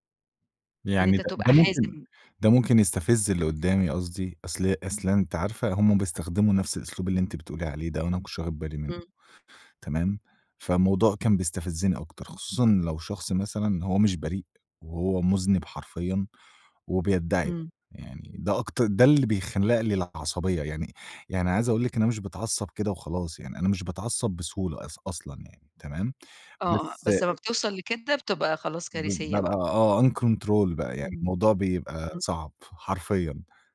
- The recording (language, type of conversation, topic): Arabic, advice, إزاي أقدر أغيّر عادة انفعالية مدمّرة وأنا حاسس إني مش لاقي أدوات أتحكّم بيها؟
- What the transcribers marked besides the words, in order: in English: "uncontrol"; unintelligible speech